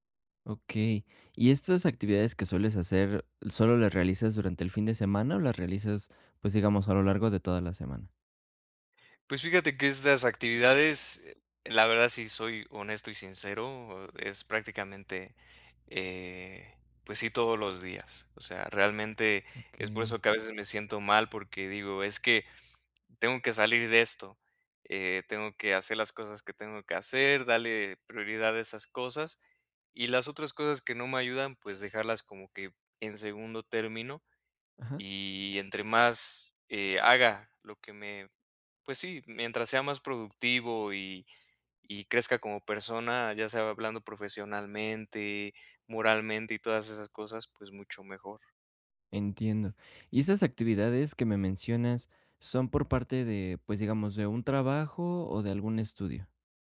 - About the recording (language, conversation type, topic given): Spanish, advice, ¿Cómo puedo equilibrar mi tiempo entre descansar y ser productivo los fines de semana?
- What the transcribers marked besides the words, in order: none